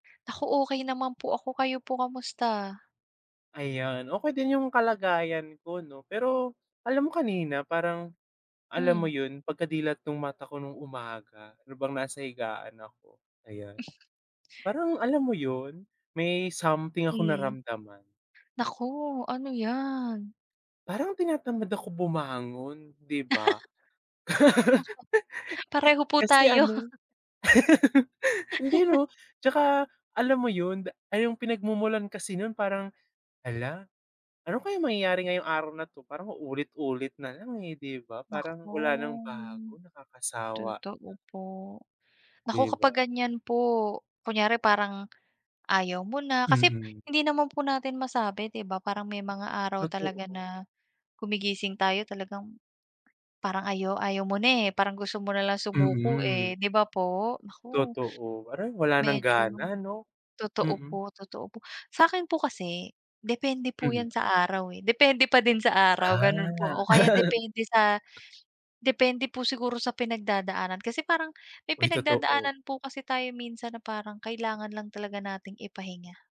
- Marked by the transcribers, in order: laugh; other background noise; tapping; laugh
- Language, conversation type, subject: Filipino, unstructured, Paano mo hinaharap ang mga araw na parang gusto mo na lang sumuko?